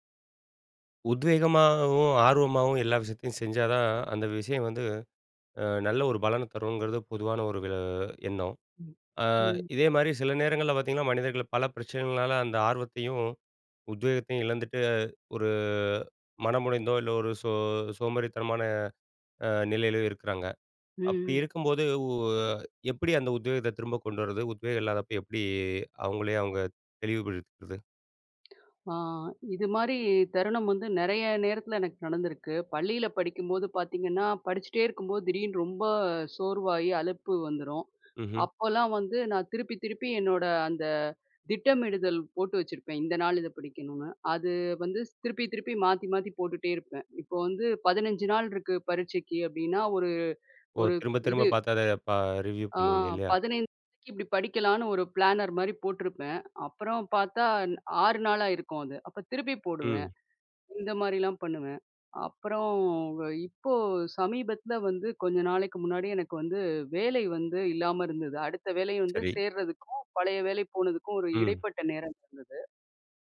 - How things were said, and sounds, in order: drawn out: "விள"; other background noise; drawn out: "உ"; other noise; drawn out: "எப்பிடி"; "அவுங்கள" said as "அவுங்க"; in English: "ரிவ்யூ"; in English: "பிளானர்"; drawn out: "அப்புறம், வ இப்போ"
- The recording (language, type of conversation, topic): Tamil, podcast, உத்வேகம் இல்லாதபோது நீங்கள் உங்களை எப்படி ஊக்கப்படுத்திக் கொள்வீர்கள்?